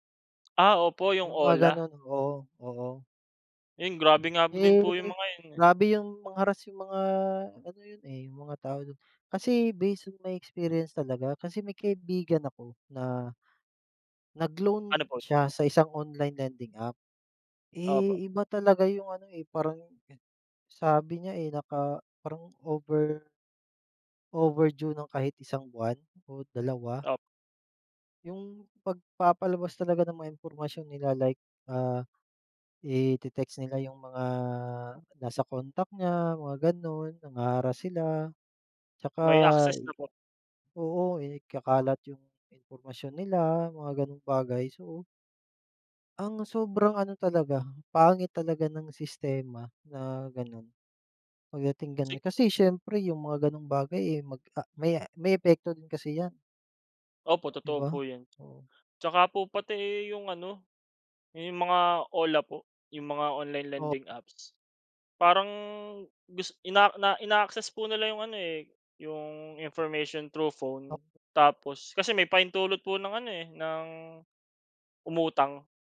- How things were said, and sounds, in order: none
- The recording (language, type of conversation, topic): Filipino, unstructured, Ano ang palagay mo sa panliligalig sa internet at paano ito nakaaapekto sa isang tao?